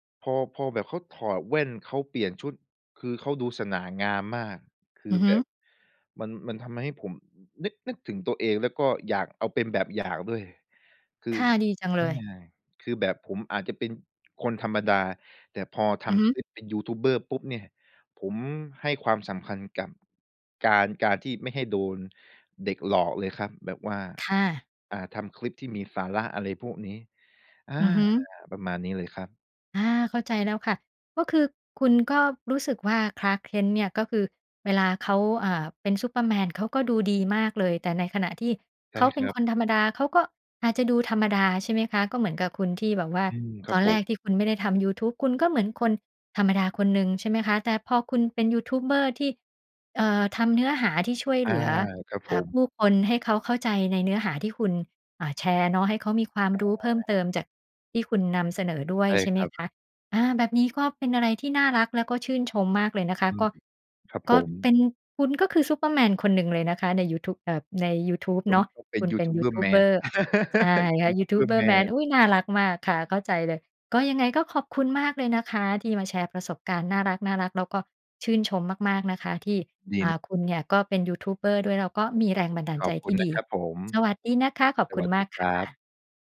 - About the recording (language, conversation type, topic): Thai, podcast, มีตัวละครตัวไหนที่คุณใช้เป็นแรงบันดาลใจบ้าง เล่าให้ฟังได้ไหม?
- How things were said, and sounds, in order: laugh; other background noise